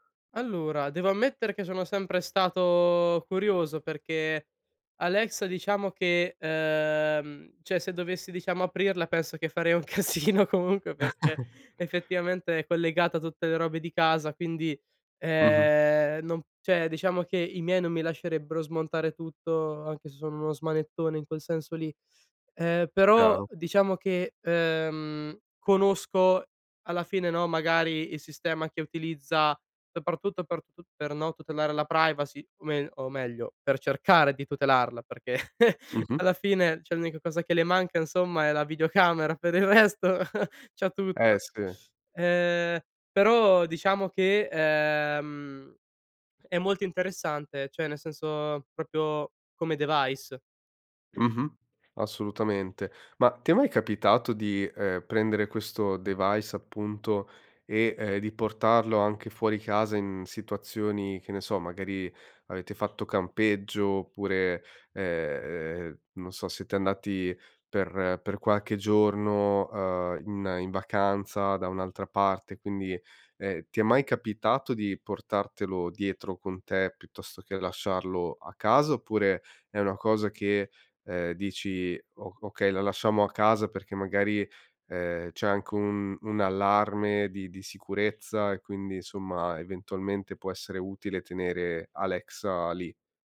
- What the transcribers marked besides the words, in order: other background noise; laughing while speaking: "un casino"; chuckle; scoff; laughing while speaking: "per il resto"; chuckle; in English: "device"; throat clearing; in English: "device"
- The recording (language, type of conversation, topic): Italian, podcast, Cosa pensi delle case intelligenti e dei dati che raccolgono?